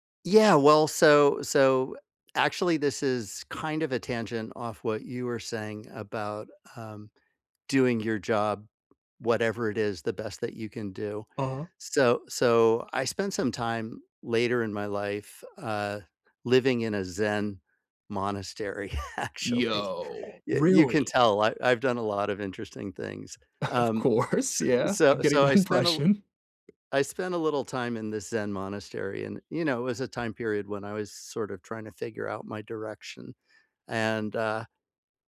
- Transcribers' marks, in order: laughing while speaking: "actually"; drawn out: "Yo"; laughing while speaking: "Of course. Yeah. I'm getting that impression"; tapping
- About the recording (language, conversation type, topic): English, unstructured, Who is a teacher or mentor who has made a big impact on you?